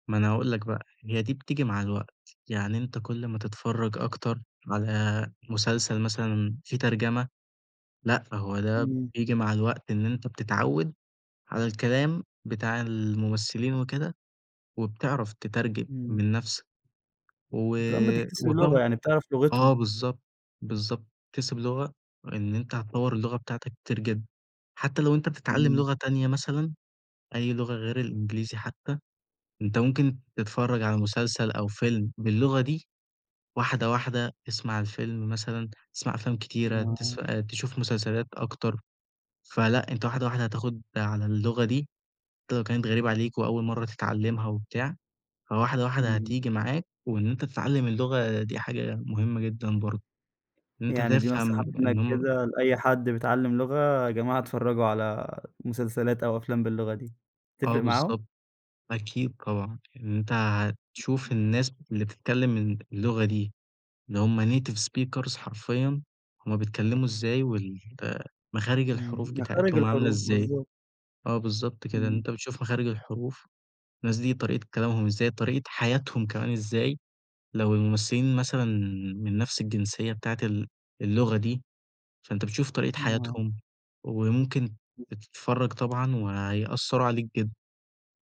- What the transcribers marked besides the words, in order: unintelligible speech; tapping; other background noise; in English: "native speakers"; unintelligible speech
- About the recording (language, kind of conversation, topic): Arabic, podcast, إنت بتفضّل الترجمة ولا الدبلجة وإنت بتتفرّج على مسلسل؟